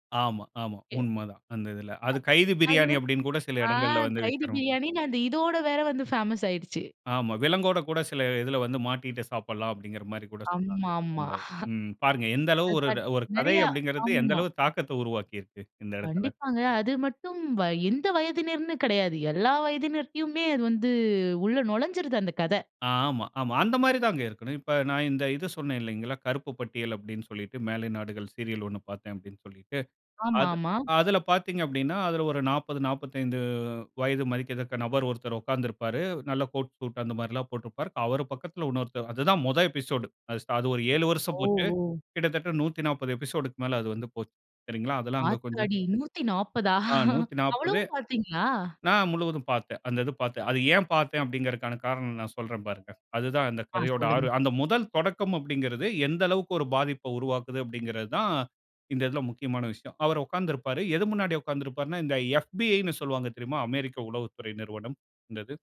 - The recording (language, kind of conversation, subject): Tamil, podcast, கதையைத் தொடங்கும் போது கேட்பவரின் கவனத்தை உடனே ஈர்க்க என்ன செய்ய வேண்டும்?
- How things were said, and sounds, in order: other noise; chuckle; surprised: "ஆத்தாடி! நூத்தி நாப்பதா அவ்ளவும் பார்த்தீங்களா?"; chuckle